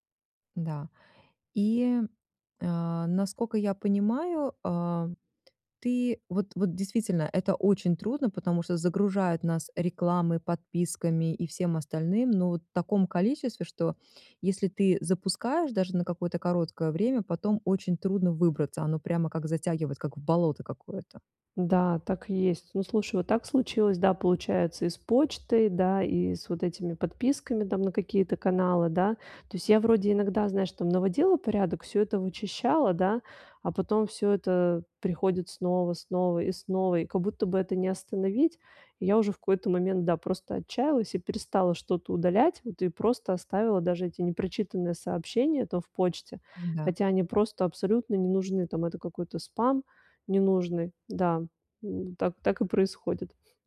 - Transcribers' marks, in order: tapping
- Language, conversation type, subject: Russian, advice, Как мне сохранять спокойствие при информационной перегрузке?